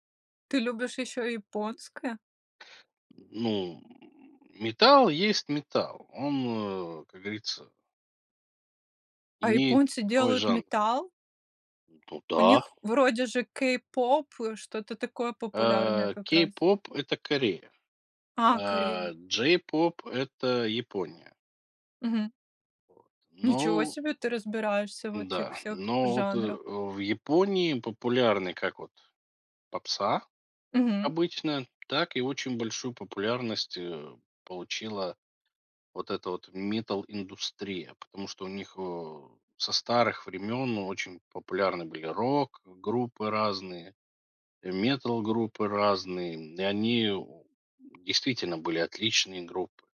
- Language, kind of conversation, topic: Russian, podcast, Что повлияло на твой музыкальный вкус в детстве?
- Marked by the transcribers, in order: tapping